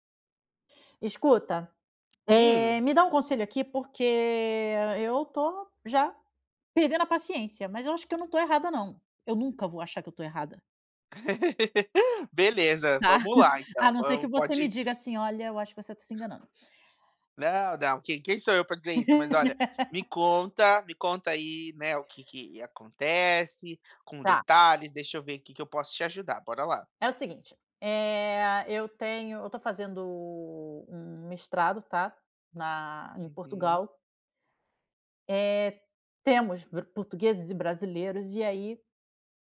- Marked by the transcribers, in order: laugh; other background noise; laugh
- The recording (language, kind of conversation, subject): Portuguese, advice, Como posso viver alinhado aos meus valores quando os outros esperam algo diferente?